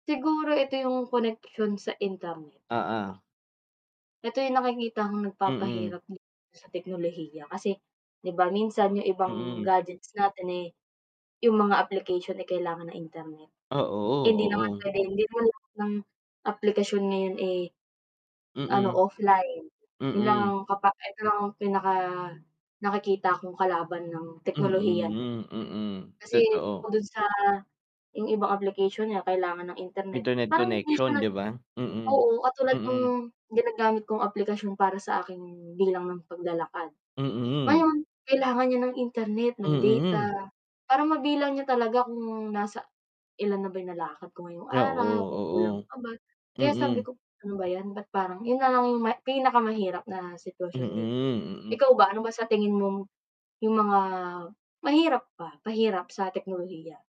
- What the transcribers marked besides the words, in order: static; other animal sound; distorted speech; horn
- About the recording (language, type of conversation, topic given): Filipino, unstructured, Paano nakatulong ang teknolohiya sa pagpapadali ng iyong mga pang-araw-araw na gawain?